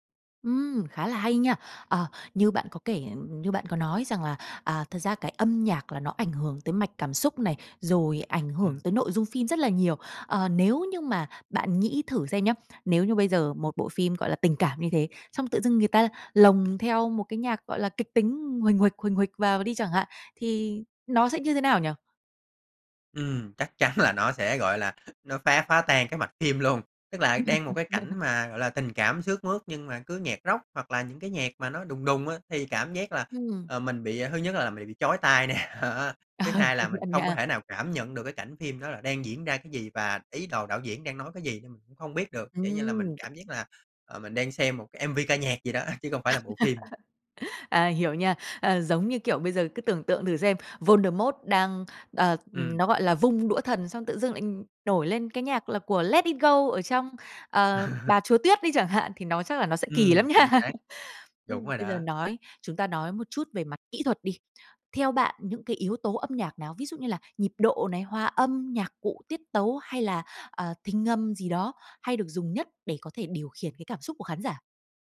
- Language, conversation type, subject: Vietnamese, podcast, Âm nhạc thay đổi cảm xúc của một bộ phim như thế nào, theo bạn?
- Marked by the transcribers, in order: tapping; laughing while speaking: "chắn"; hiccup; laughing while speaking: "phim luôn"; laugh; laughing while speaking: "nè ha"; laugh; laughing while speaking: "Công nhận nha"; in English: "MV"; laughing while speaking: "đó"; laugh; laugh; laughing while speaking: "nha"; laugh